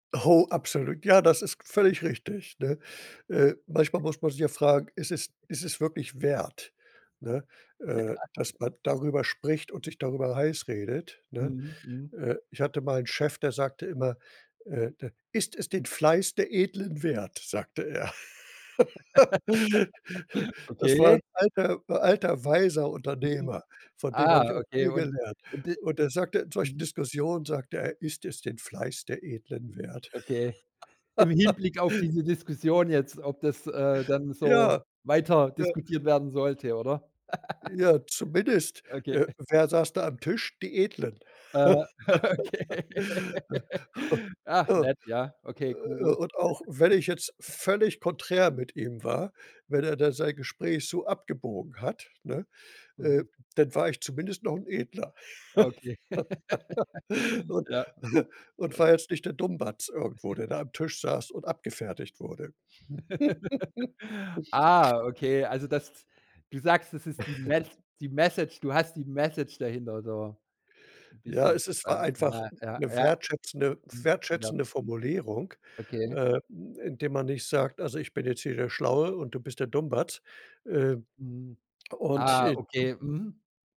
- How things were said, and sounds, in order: other background noise; tapping; laughing while speaking: "Ja"; laugh; laugh; laugh; snort; laugh; laughing while speaking: "okay"; laugh; laugh; snort; laugh; chuckle; laugh; chuckle; chuckle
- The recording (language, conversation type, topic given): German, podcast, Wie gehst du mit hitzigen Diskussionen um?